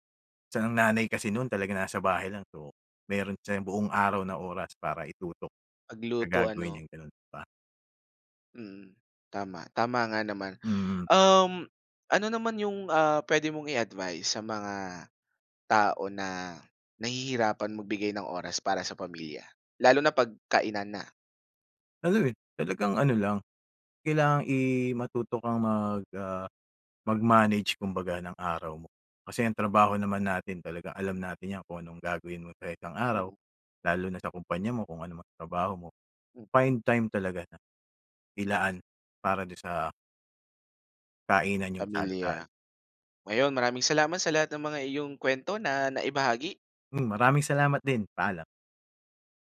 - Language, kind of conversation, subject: Filipino, podcast, Anong tradisyonal na pagkain ang may pinakamatingkad na alaala para sa iyo?
- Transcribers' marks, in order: other background noise